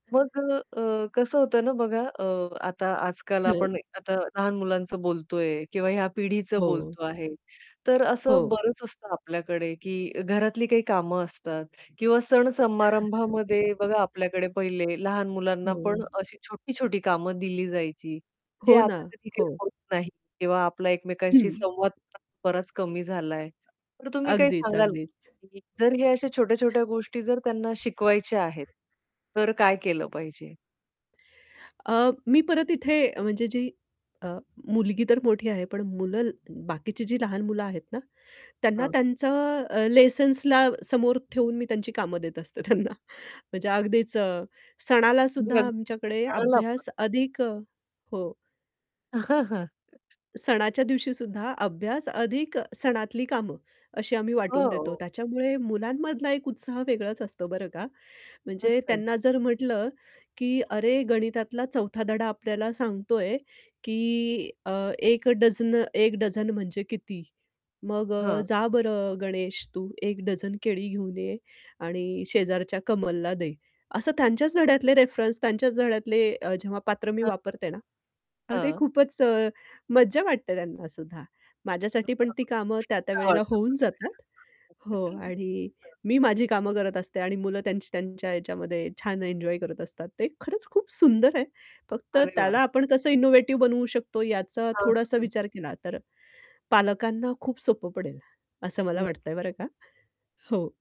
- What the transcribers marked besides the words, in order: static; tapping; other background noise; chuckle; distorted speech; other noise; laughing while speaking: "त्यांना"; unintelligible speech; chuckle; unintelligible speech; unintelligible speech; chuckle
- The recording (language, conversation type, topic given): Marathi, podcast, तुम्ही शिकणे मजेदार कसे बनवता?